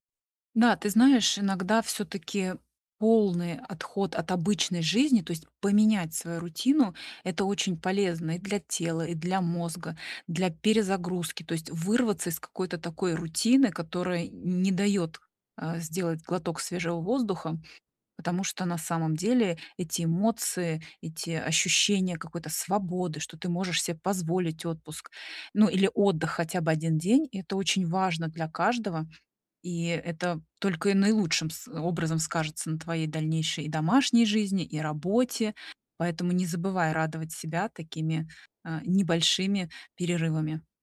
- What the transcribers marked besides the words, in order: none
- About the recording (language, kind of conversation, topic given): Russian, advice, Как мне вернуть устойчивый рабочий ритм и выстроить личные границы?